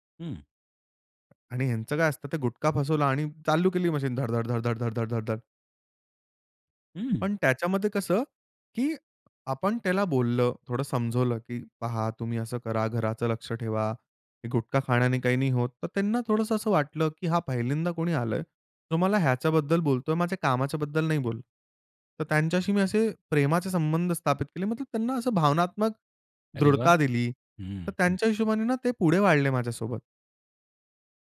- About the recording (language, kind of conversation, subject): Marathi, podcast, ऑफिसमध्ये विश्वास निर्माण कसा करावा?
- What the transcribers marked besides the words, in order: tapping